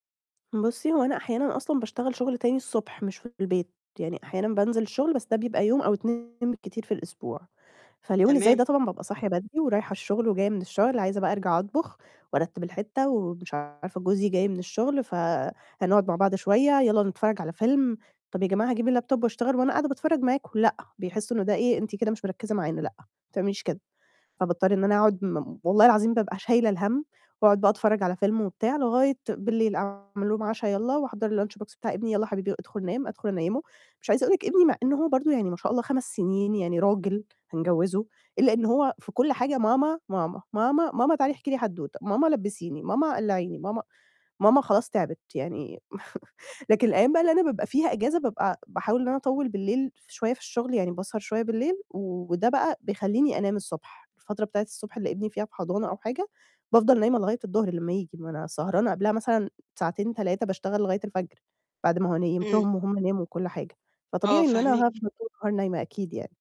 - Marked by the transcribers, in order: distorted speech; in English: "الLaptop"; in English: "الlunch box"; chuckle
- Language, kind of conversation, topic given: Arabic, advice, إزاي أقلّل المشتتات جوّه مساحة شغلي عشان أشتغل أحسن؟